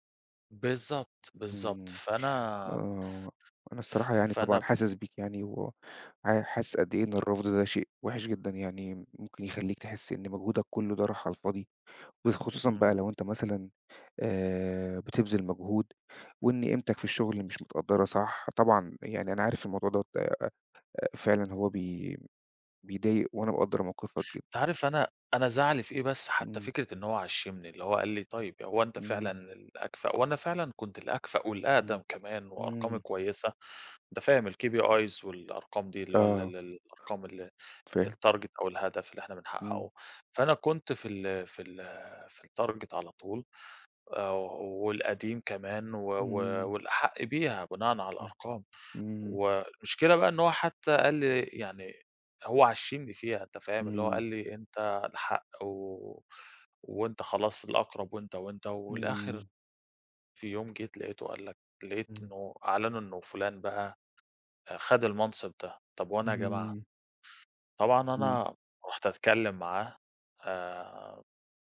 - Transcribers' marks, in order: in English: "الKPIs"; in English: "الtarget"; in English: "الtarget"
- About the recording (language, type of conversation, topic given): Arabic, advice, إزاي طلبت ترقية واترفضت؟